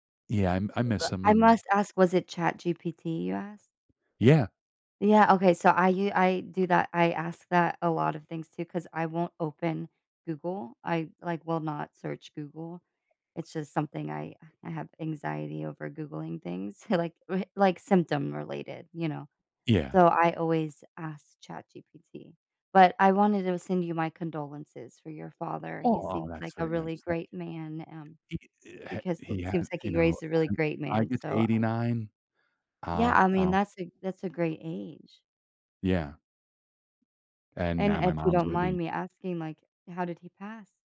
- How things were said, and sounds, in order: other background noise; tapping; laughing while speaking: "like"; background speech; other noise
- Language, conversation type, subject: English, unstructured, How do memories of people who are gone shape your life and feelings?
- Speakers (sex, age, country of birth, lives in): female, 35-39, Turkey, United States; male, 60-64, United States, United States